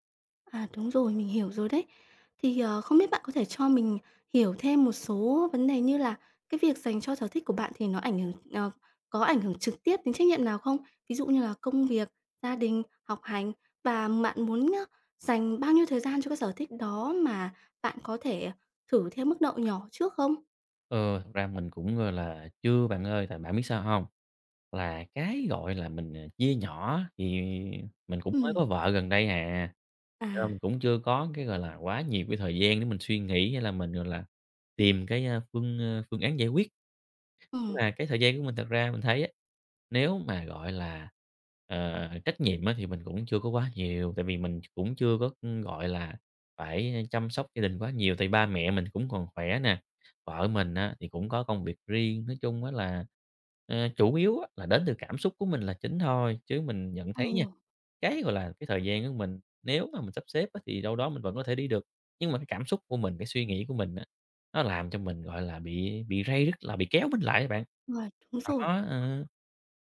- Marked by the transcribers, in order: tapping
- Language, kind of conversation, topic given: Vietnamese, advice, Làm sao để dành thời gian cho sở thích mà không cảm thấy có lỗi?